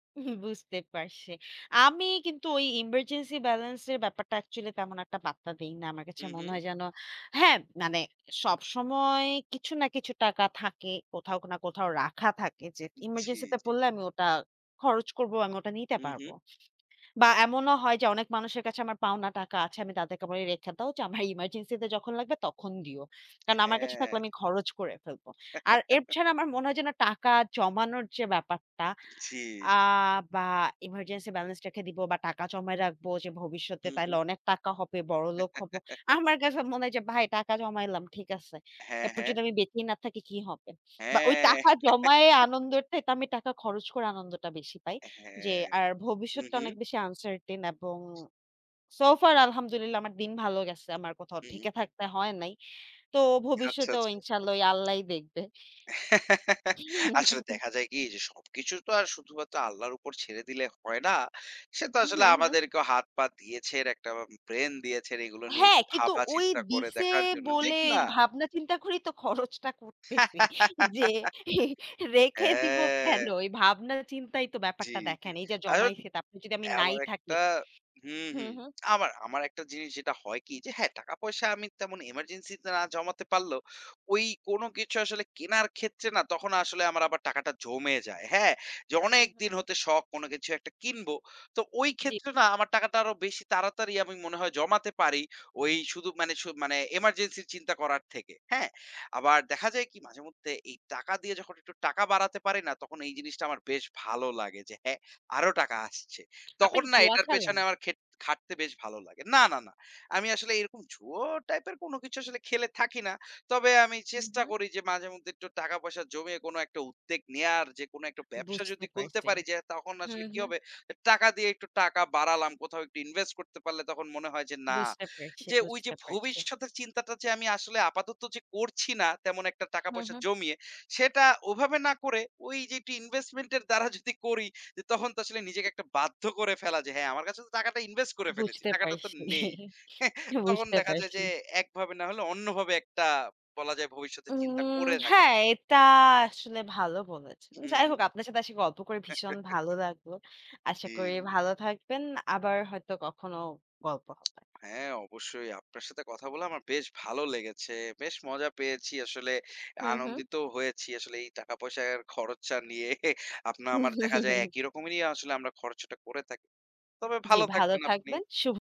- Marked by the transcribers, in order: chuckle; tapping; in English: "এমার্জেন্সি"; other background noise; chuckle; "এছাড়া" said as "এবছারা"; in English: "এমার্জেন্সি"; laugh; chuckle; laugh; chuckle; laughing while speaking: "চিন্তা করেই তো খরচটা করতেছে। যে অ্যা রেখে দিবো কেন?"; laugh; drawn out: "হ্যাঁ"; unintelligible speech; in English: "এমার্জেন্সি"; in English: "এমার্জেন্সি"; chuckle; chuckle; chuckle
- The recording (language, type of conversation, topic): Bengali, unstructured, টাকা নিয়ে আপনার সবচেয়ে আনন্দের মুহূর্ত কোনটি?